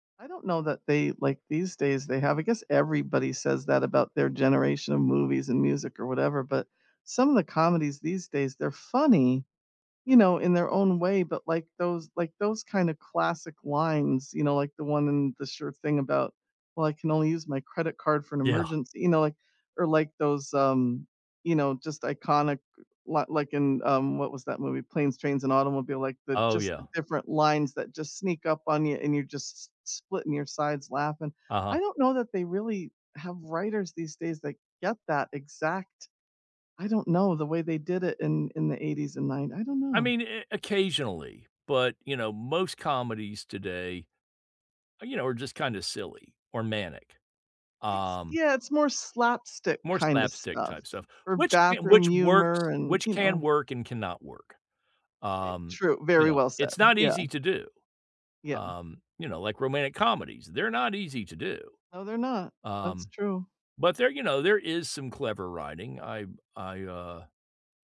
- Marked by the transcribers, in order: none
- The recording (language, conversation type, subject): English, unstructured, Which underrated film do you always recommend to friends, and what personal story makes you champion it?